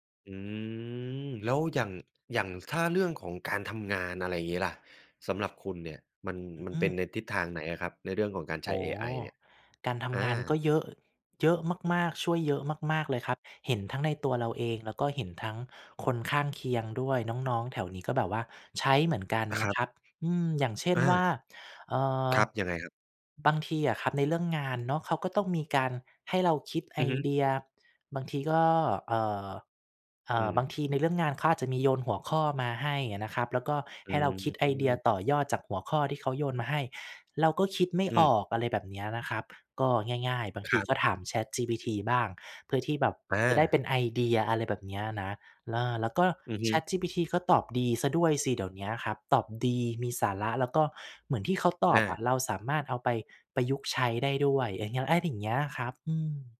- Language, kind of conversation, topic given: Thai, podcast, คุณคิดอย่างไรเกี่ยวกับการใช้ปัญญาประดิษฐ์ในการทำงานประจำวัน?
- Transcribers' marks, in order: drawn out: "อืม"; other background noise; tapping